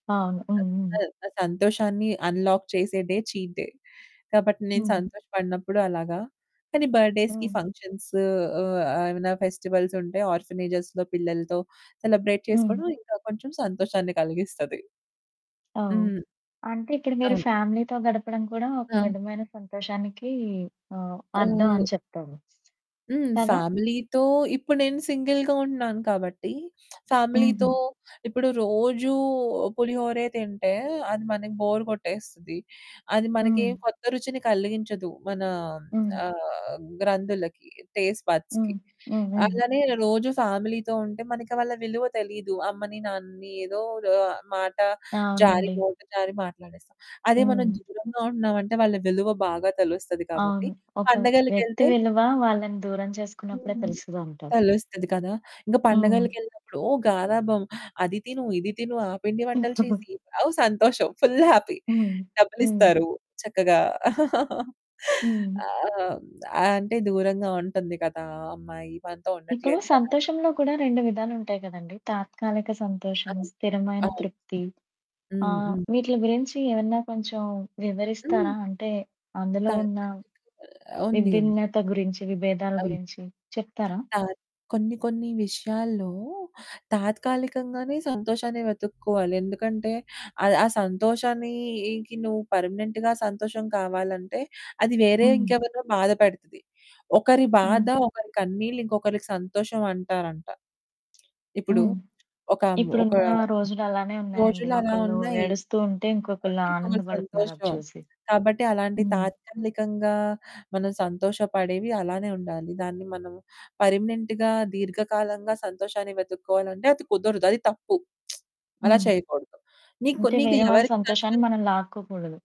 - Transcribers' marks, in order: in English: "అన్లాక్"; in English: "డే చీట్ డే"; in English: "బర్త్‌డేస్‌కి"; in English: "ఫెస్టివల్స్"; in English: "ఆర్ఫనేజ్స్‌లో"; in English: "సెలబ్రేట్"; in English: "ఫ్యామిలీ‌తో"; other background noise; in English: "ఫ్యామిలీతో"; in English: "సింగిల్‌గా"; lip smack; in English: "ఫ్యామిలీతో"; in English: "బోర్"; in English: "టేస్ట్ బడ్స్‌కి"; in English: "ఫ్యామిలీ‌తో"; chuckle; in English: "ఫుల్ హ్యాపీ"; chuckle; lip smack; in English: "పర్మనెంట్‌గా"; in English: "పర్మనెంట్‌గా"; lip smack
- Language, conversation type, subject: Telugu, podcast, డబ్బు లేదా సంతోషం—మీరు ఏదిని ఎంచుకుంటారు?